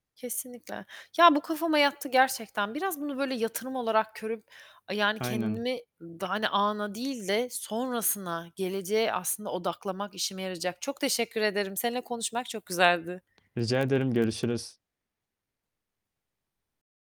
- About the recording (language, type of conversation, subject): Turkish, advice, Antrenman sırasında hissettiğim ağrının normal mi yoksa dinlenmem gerektiğini gösteren bir işaret mi olduğunu nasıl ayırt edebilirim?
- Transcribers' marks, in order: "görüp" said as "körüp"; distorted speech; tapping